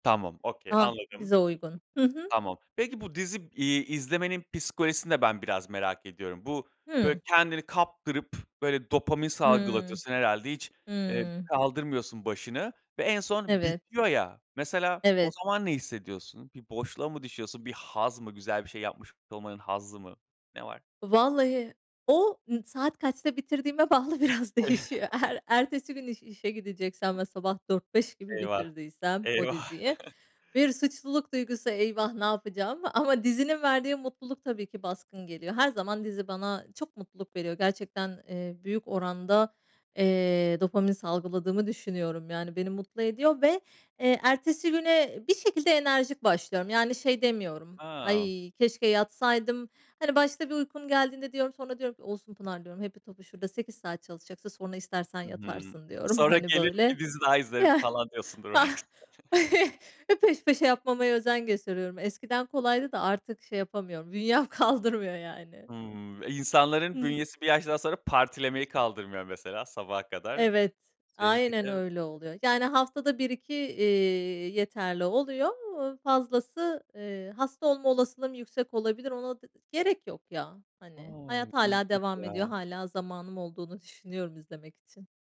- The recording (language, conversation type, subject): Turkish, podcast, Bir diziyi bir gecede bitirdikten sonra kendini nasıl hissettin?
- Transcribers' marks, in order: in English: "okay"; other background noise; laughing while speaking: "biraz değişiyor"; chuckle; chuckle; tapping; laughing while speaking: "belki"; chuckle; laughing while speaking: "bünyem kaldırmıyor"